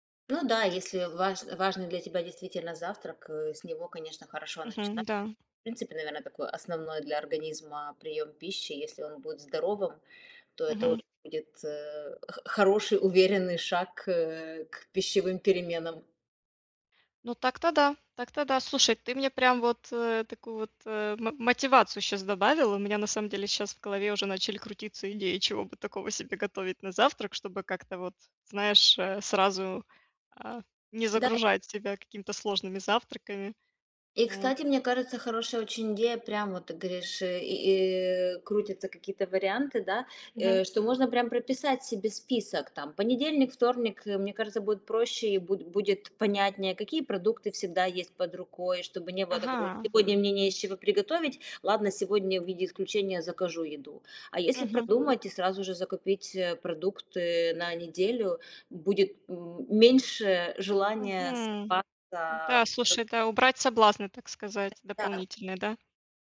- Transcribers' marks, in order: tapping; other background noise
- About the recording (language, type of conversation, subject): Russian, advice, Как сформировать устойчивые пищевые привычки и сократить потребление обработанных продуктов?